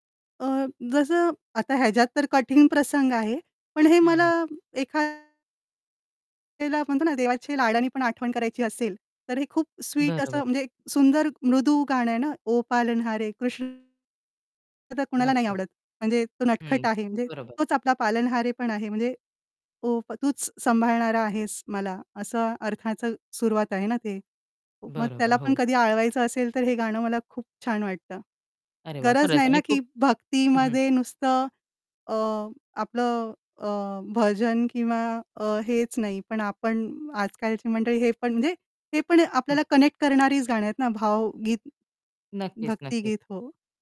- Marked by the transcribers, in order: static; distorted speech; other background noise; in English: "कनेक्ट"
- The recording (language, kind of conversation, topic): Marathi, podcast, तुमच्या शेअर केलेल्या गीतसूचीतली पहिली तीन गाणी कोणती असतील?